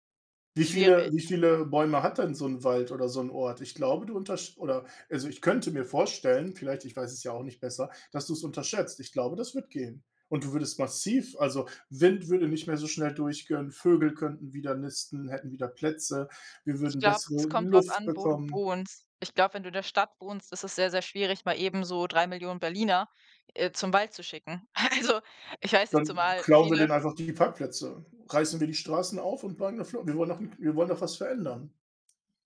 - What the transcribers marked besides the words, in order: stressed: "Luft"; laughing while speaking: "Also"; unintelligible speech; other noise
- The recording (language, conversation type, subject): German, unstructured, Was hältst du von den aktuellen Maßnahmen gegen den Klimawandel?